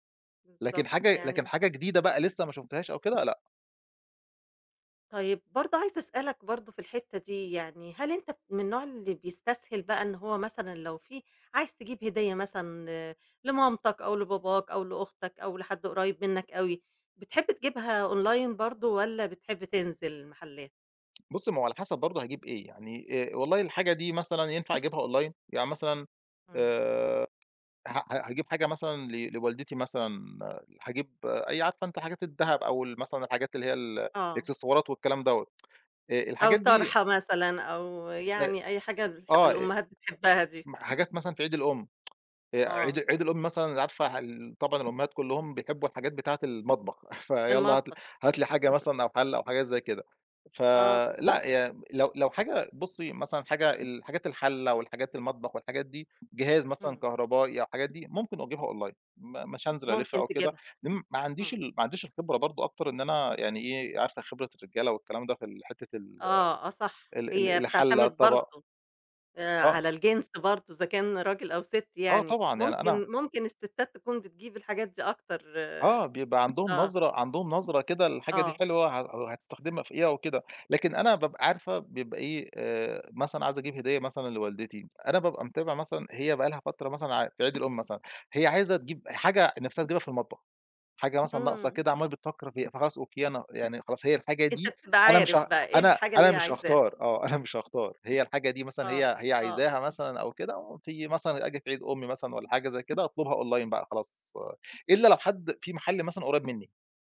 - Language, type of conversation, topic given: Arabic, podcast, بتحب تشتري أونلاين ولا تفضل تروح المحل، وليه؟
- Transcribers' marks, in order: in English: "أونلاين"; tapping; in English: "أونلاين"; unintelligible speech; tsk; laugh; other background noise; in English: "أونلاين"; in English: "أونلاين"